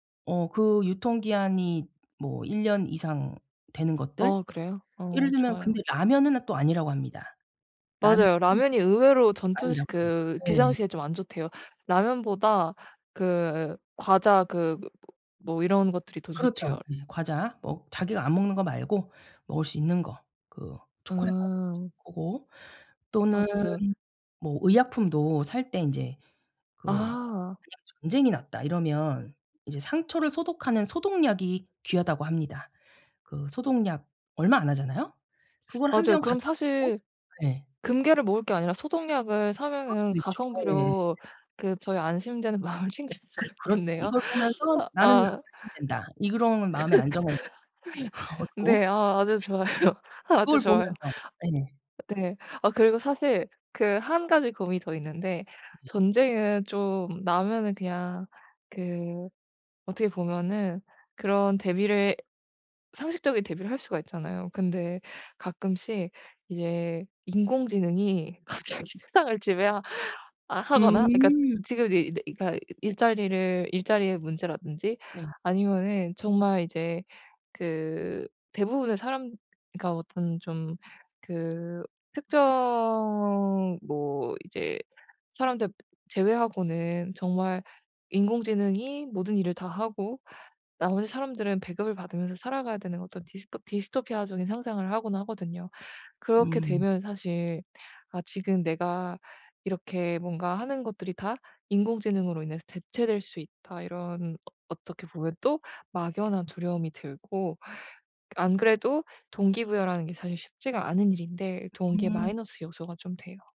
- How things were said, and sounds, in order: tapping; other background noise; laughing while speaking: "마음을 챙길 수가"; laugh; laughing while speaking: "좋아요"; laughing while speaking: "얻고"; laughing while speaking: "갑자기 세상을"; drawn out: "특정"; in English: "디스토피아적인"
- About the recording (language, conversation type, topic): Korean, advice, 통제력 상실에 대한 두려움